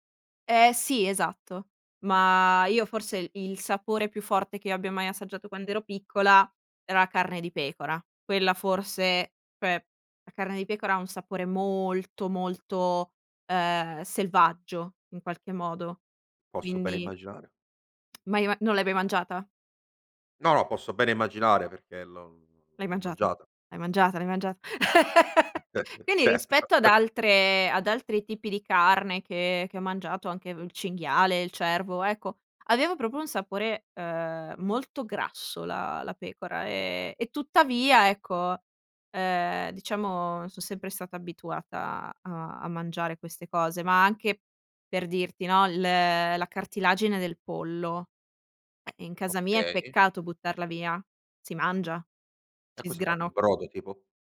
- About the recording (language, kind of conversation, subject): Italian, podcast, Qual è un piatto che ti ha fatto cambiare gusti?
- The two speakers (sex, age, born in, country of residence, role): female, 25-29, Italy, Italy, guest; male, 25-29, Italy, Italy, host
- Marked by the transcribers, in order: tsk; chuckle; "proprio" said as "propo"